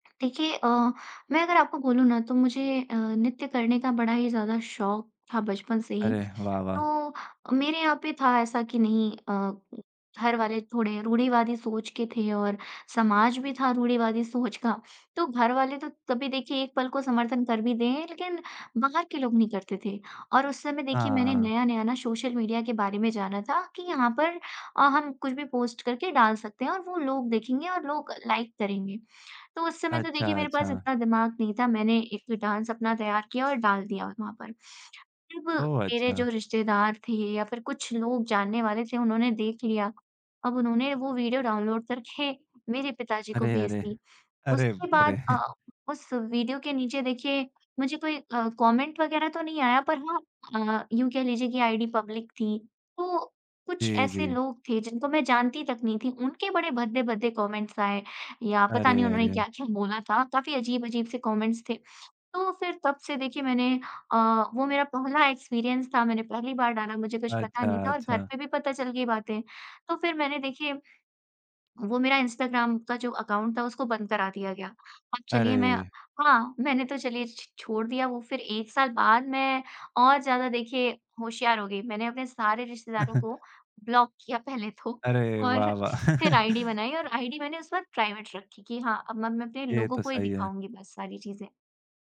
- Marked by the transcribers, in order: laughing while speaking: "सोच का"; tapping; in English: "डांस"; other background noise; laughing while speaking: "करके"; laughing while speaking: "व अरे"; chuckle; in English: "कॉमेन्ट"; in English: "कॉमेंट्स"; in English: "कॉमेंट्स"; in English: "एक्सपीरियंस"; chuckle; laughing while speaking: "किया पहले तो और"; chuckle; in English: "प्राइवेट"
- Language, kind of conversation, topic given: Hindi, podcast, ट्रोलिंग या नकारात्मक टिप्पणियों का सामना आप कैसे करते हैं?